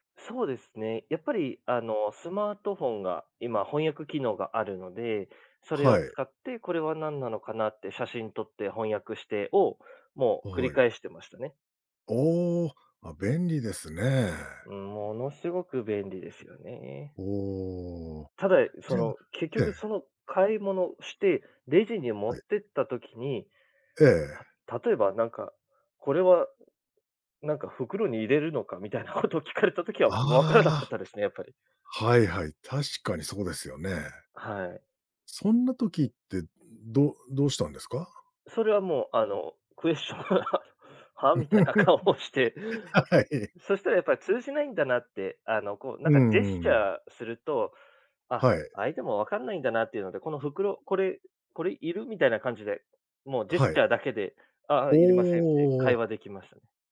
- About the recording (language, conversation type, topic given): Japanese, podcast, 言葉が通じない場所で、どのようにコミュニケーションを取りますか？
- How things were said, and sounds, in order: laugh; laughing while speaking: "顔をして"; laughing while speaking: "はい"